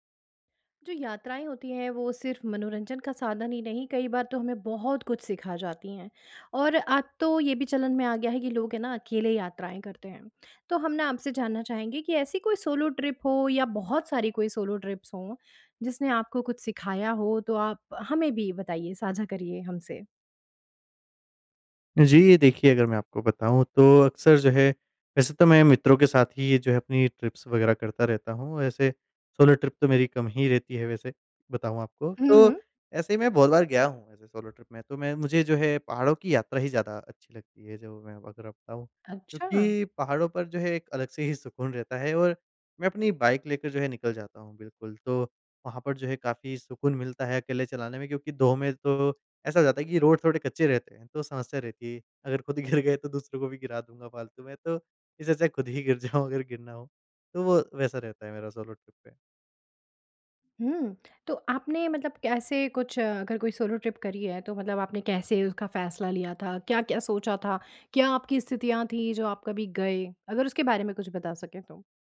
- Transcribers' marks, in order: in English: "सोलो ट्रिप"; in English: "सोलो ट्रिप्स"; in English: "ट्रिप्स"; in English: "सोलो ट्रिप"; in English: "सोलो ट्रिप"; in English: "सोलो ट्रिप"; in English: "सोलो ट्रिप"
- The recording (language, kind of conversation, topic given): Hindi, podcast, सोलो यात्रा ने आपको वास्तव में क्या सिखाया?